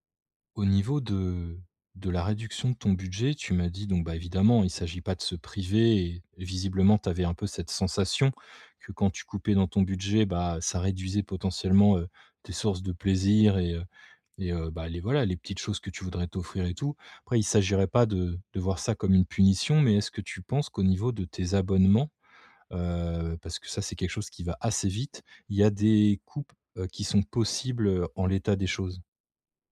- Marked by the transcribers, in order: none
- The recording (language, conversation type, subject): French, advice, Comment concilier qualité de vie et dépenses raisonnables au quotidien ?